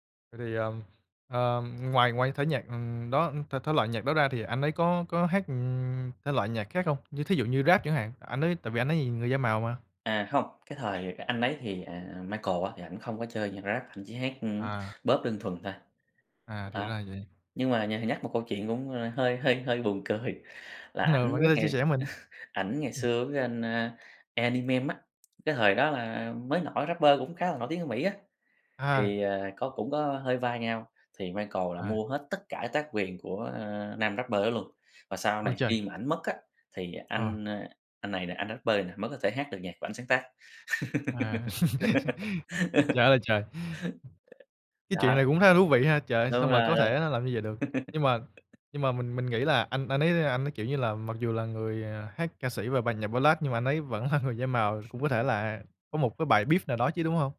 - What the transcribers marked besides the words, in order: other background noise; tapping; laughing while speaking: "cười"; chuckle; "Eminem" said as "Enimem"; laugh; laugh; laughing while speaking: "vẫn là"
- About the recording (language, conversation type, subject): Vietnamese, podcast, Nghệ sĩ nào đã ảnh hưởng nhiều nhất đến gu âm nhạc của bạn?